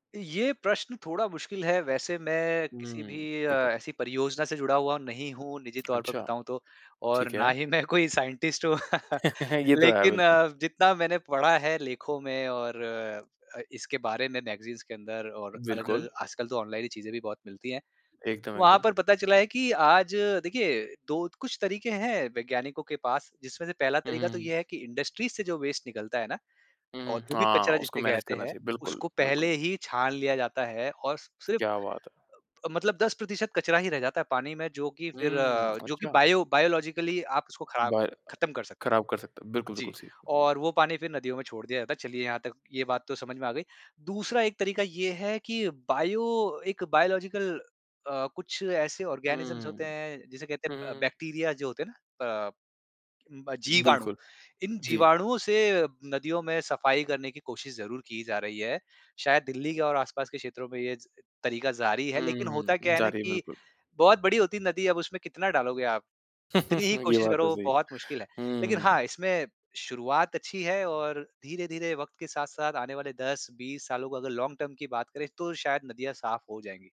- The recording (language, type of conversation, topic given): Hindi, podcast, गंगा जैसी नदियों की सफाई के लिए सबसे जरूरी क्या है?
- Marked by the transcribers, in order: tapping; in English: "साइन्टिस्ट"; laugh; laughing while speaking: "ये तो है"; in English: "मैगज़ीन्स"; in English: "इंडस्ट्रीज़"; in English: "वेस्ट"; in English: "बायोलॉजिकली"; tongue click; in English: "बायोलॉज़िकल"; in English: "ऑर्गैनिज़म्ज़"; in English: "ब बैक्टीरिया"; laugh; in English: "लॉन्ग टर्म"